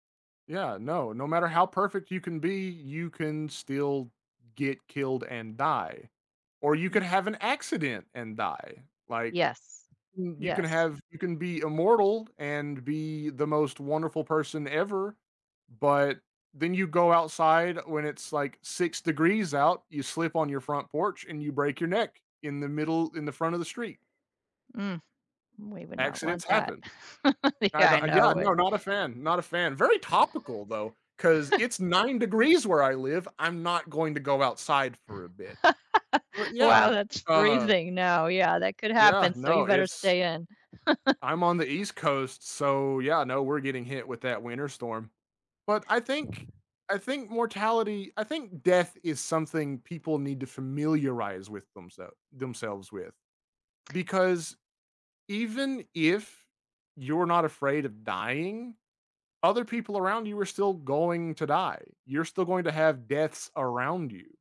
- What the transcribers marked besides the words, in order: tapping; chuckle; laughing while speaking: "Yeah"; laugh; laugh; background speech; chuckle; inhale
- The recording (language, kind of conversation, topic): English, unstructured, How can talking about mortality affect our outlook on life?